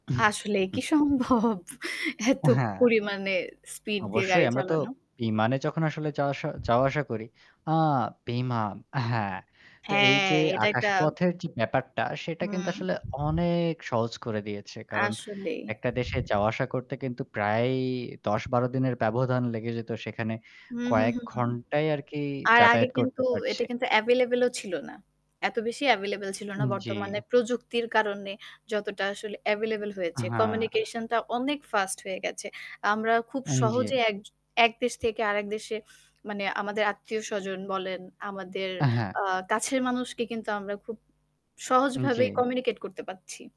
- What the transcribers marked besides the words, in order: chuckle; static; laughing while speaking: "সম্ভব? এত"; "বিমানে" said as "ইমানে"; distorted speech; other background noise; tapping; in English: "communicate"
- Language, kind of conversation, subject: Bengali, unstructured, আপনি কীভাবে মনে করেন প্রযুক্তি আমাদের জীবনে কী পরিবর্তন এনেছে?